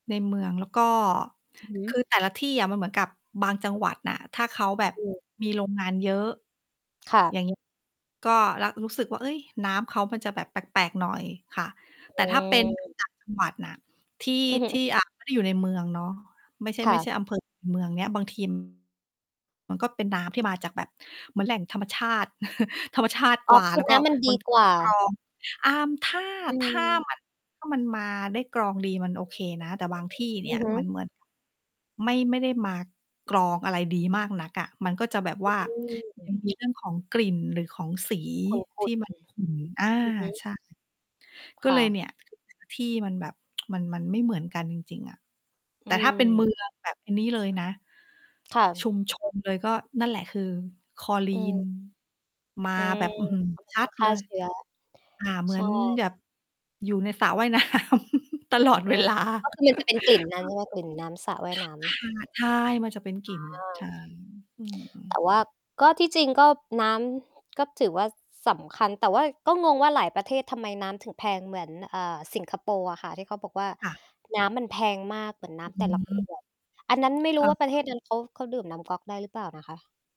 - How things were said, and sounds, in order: distorted speech; tapping; chuckle; other background noise; tsk; "แบบ" said as "แหย่บ"; laughing while speaking: "น้ำตลอดเวลา"; chuckle
- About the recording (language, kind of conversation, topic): Thai, unstructured, น้ำสะอาดมีความสำคัญต่อชีวิตของเราอย่างไร?